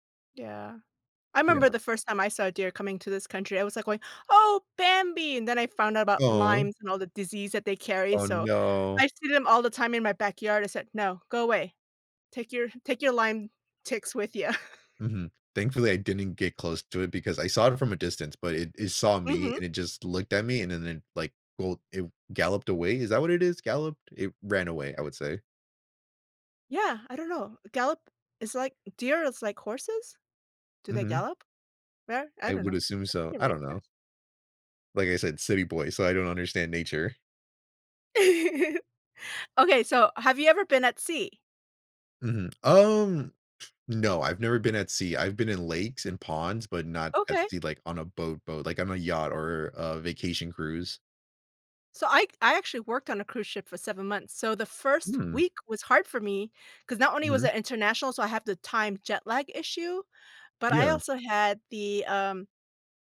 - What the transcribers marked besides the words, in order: "Lyme" said as "Lymes"; tapping; chuckle; giggle; other background noise
- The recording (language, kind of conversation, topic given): English, unstructured, How can I keep my sleep and workouts on track while traveling?
- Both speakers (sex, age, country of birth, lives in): female, 45-49, South Korea, United States; male, 20-24, United States, United States